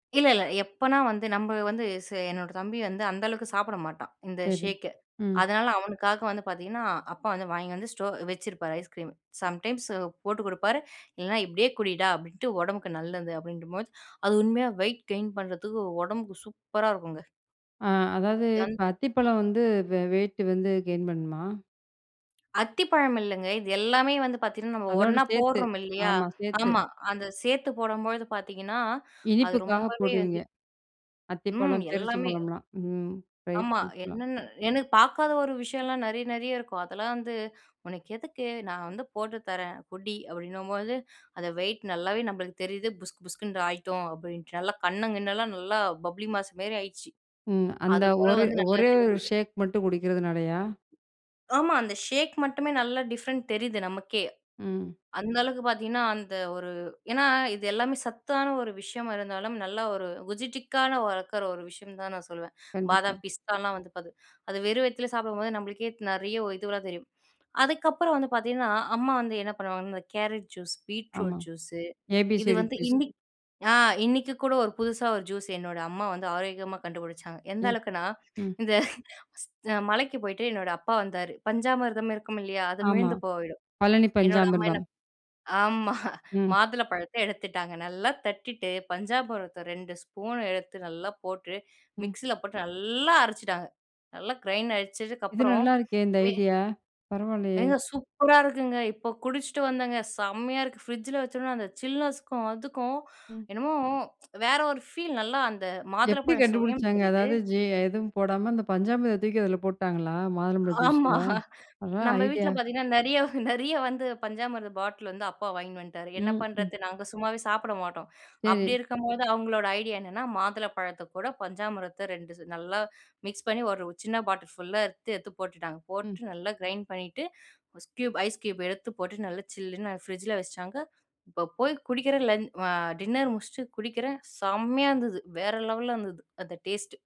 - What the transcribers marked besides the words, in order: in English: "சம்டைம்ஸ்"; in English: "வெயிட் கெயின்"; other background noise; in English: "கெயின்"; other noise; in English: "ட்ரை ஃப்ரூட்ஸ்லாம்"; in English: "டிஃபரண்ட்"; "மீந்தது" said as "மீழுந்து"; laughing while speaking: "ஆமா"; "பஞ்சாமிர்தத்த" said as "பஞ்சாபுரத்த"; tsk; laughing while speaking: "ஆமா"; laughing while speaking: "நெறைய நெறைய வந்து பஞ்சாமிர்த"
- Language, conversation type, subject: Tamil, podcast, சுவை மற்றும் ஆரோக்கியம் இடையே சமநிலை எப்படிப் பேணுகிறீர்கள்?